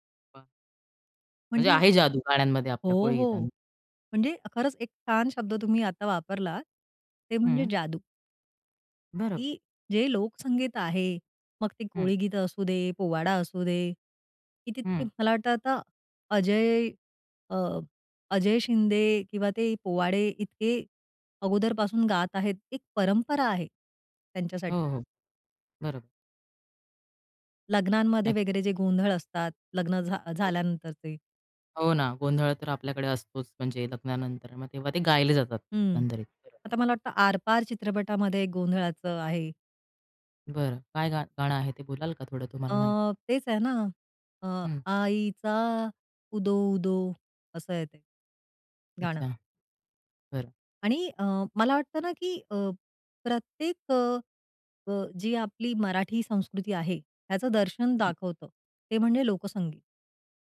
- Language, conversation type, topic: Marathi, podcast, लोकसंगीत आणि पॉपमधला संघर्ष तुम्हाला कसा जाणवतो?
- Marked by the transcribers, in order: unintelligible speech; singing: "आईचा उदो उदो"; other background noise